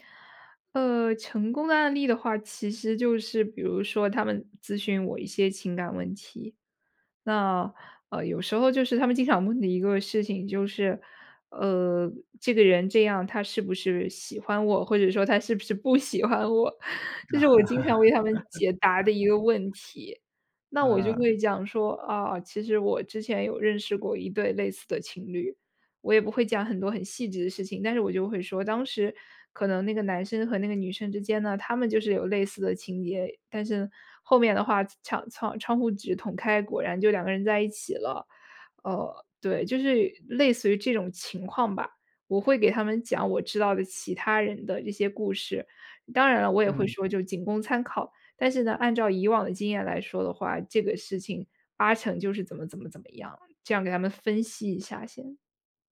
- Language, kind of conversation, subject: Chinese, podcast, 当对方情绪低落时，你会通过讲故事来安慰对方吗？
- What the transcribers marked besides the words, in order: laughing while speaking: "喜欢我"; laugh; other background noise